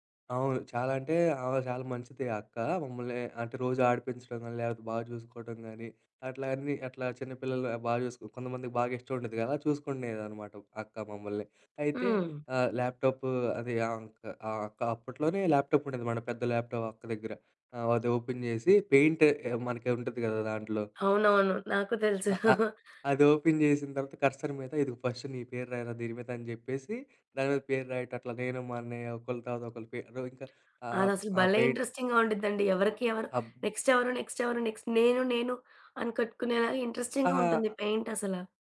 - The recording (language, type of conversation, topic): Telugu, podcast, కెరీర్‌లో మార్పు చేసినప్పుడు మీ కుటుంబం, స్నేహితులు ఎలా స్పందించారు?
- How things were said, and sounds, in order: in English: "ల్యాప్‌టాప్"; in English: "ల్యాప్టాప్"; in English: "ల్యాప్‌టాప్"; in English: "ఓపెన్"; in English: "పెయింట్"; in English: "ఓపెన్"; chuckle; in English: "కర్సర్"; in English: "ఫస్ట్"; in English: "ఇంట్రెస్టింగ్‌గా"; tapping; in English: "నెక్స్ట్"; in English: "నెక్స్ట్"; in English: "నెక్స్ట్"; in English: "ఇంట్రెస్టింగ్‌గా"; in English: "పెయింట్"